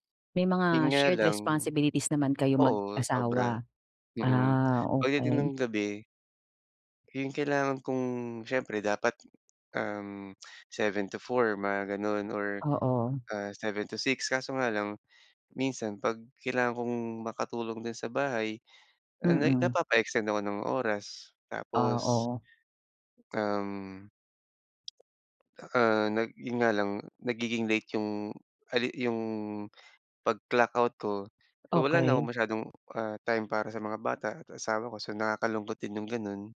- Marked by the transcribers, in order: in English: "shared responsibilities"; lip smack; tapping; other background noise; lip smack
- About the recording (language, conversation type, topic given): Filipino, advice, Paano ako mabilis na makakakalma kapag bigla akong nababalisa o kinakabahan?